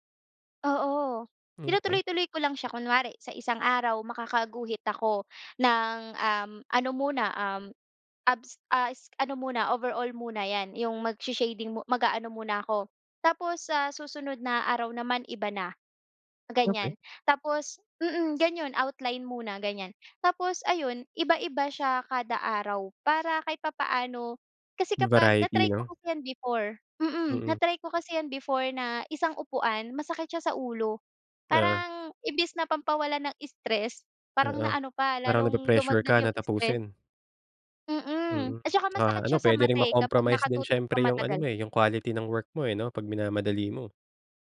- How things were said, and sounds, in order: "gano'n" said as "ganyon"
- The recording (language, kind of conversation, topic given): Filipino, podcast, Anong bagong libangan ang sinubukan mo kamakailan, at bakit?